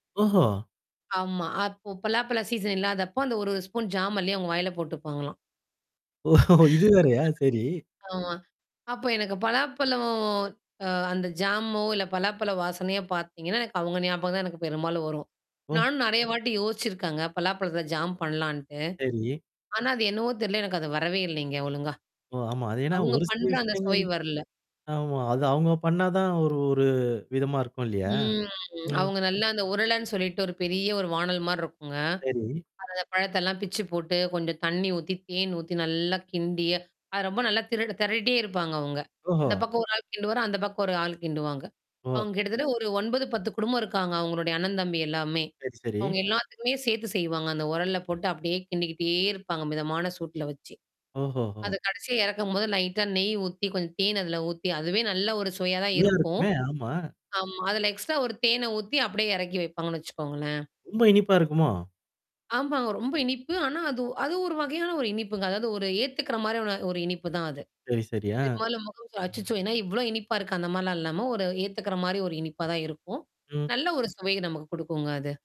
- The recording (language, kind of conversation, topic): Tamil, podcast, உணவின் வாசனை உங்களை கடந்த கால நினைவுகளுக்கு மீண்டும் அழைத்துச் சென்ற அனுபவம் உங்களுக்குண்டா?
- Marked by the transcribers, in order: in English: "சீசன்"; in English: "ஸ்பூன் ஜாம்"; laughing while speaking: "ஓஹோ! இது வேறையா! சரி?"; chuckle; in English: "ஜாமோ"; in English: "ஜாம்"; static; tapping; other background noise; distorted speech; drawn out: "ம்"; mechanical hum; in English: "எக்ஸ்ட்ரா"; unintelligible speech